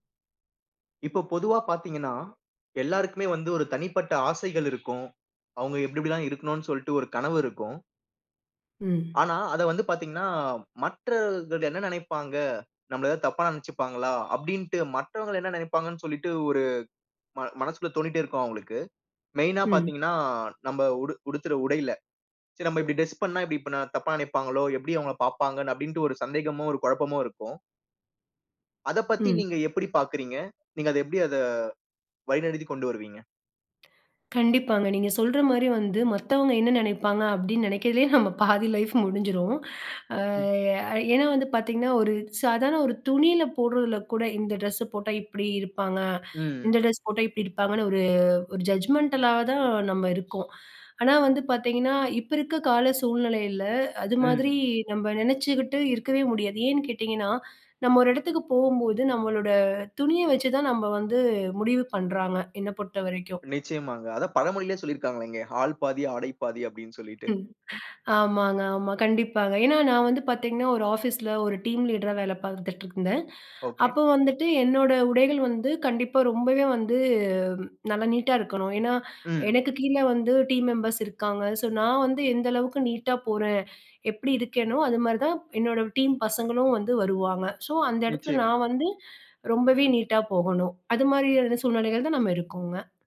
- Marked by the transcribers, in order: horn; lip smack; "நினைக்கவே" said as "நெனைக்கயே"; drawn out: "அ"; "போடுறதுல" said as "போடுறல"; in English: "ஜட்ஜ்மெண்டலா"; in English: "டீம் லீடரா"; in English: "டீம் மெம்பர்ஸ்"; unintelligible speech
- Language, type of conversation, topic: Tamil, podcast, மற்றோரின் கருத்து உன் உடைத் தேர்வை பாதிக்குமா?